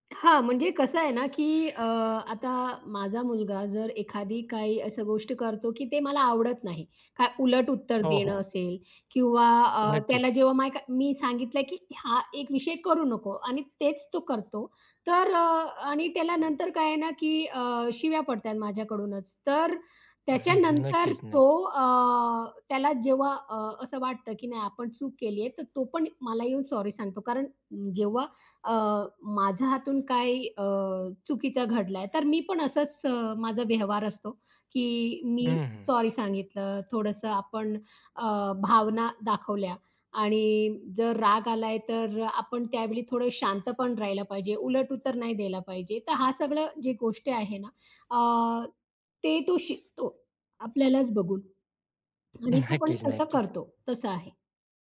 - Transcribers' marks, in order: other background noise; tapping; background speech; chuckle; chuckle
- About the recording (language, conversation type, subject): Marathi, podcast, कुटुंबात तुम्ही प्रेम कसे व्यक्त करता?